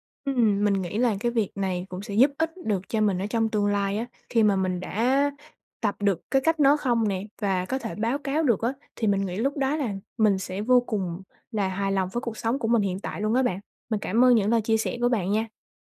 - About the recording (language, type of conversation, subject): Vietnamese, advice, Làm thế nào để cân bằng lợi ích cá nhân và lợi ích tập thể ở nơi làm việc?
- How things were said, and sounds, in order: other background noise